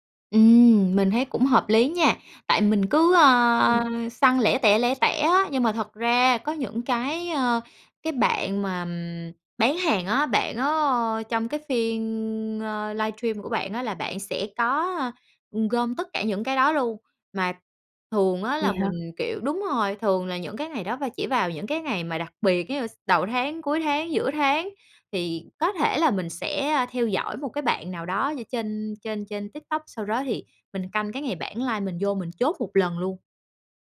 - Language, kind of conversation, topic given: Vietnamese, advice, Dùng quá nhiều màn hình trước khi ngủ khiến khó ngủ
- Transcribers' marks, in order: tapping; in English: "live"